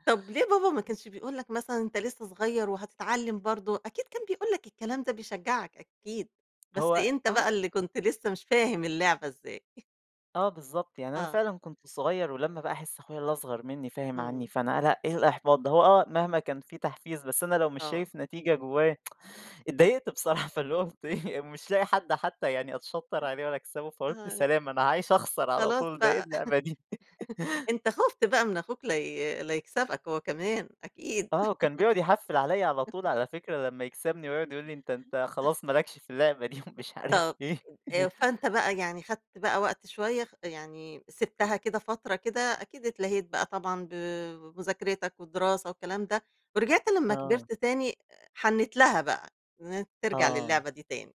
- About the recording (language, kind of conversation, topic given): Arabic, podcast, احكيلي عن هواية كنت بتحبيها قبل كده ورجعتي تمارسيها تاني؟
- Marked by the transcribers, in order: tapping; chuckle; tsk; laughing while speaking: "بصراحة فاللي هو كنت إيه"; laugh; laugh; chuckle; laughing while speaking: "دي ومش عارف إيه"; other noise